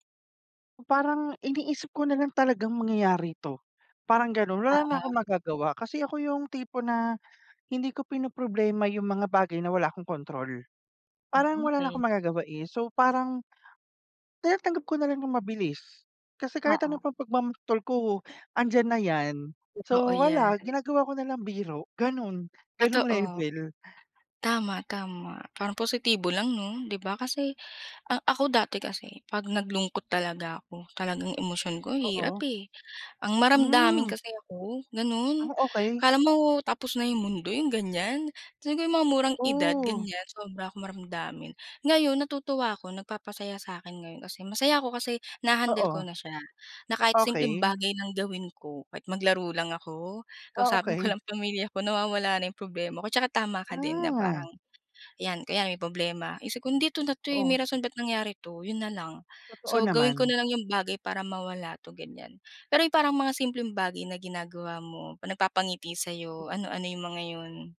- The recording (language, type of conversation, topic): Filipino, unstructured, Ano ang mga bagay na nagpapasaya sa puso mo araw-araw?
- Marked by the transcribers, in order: other background noise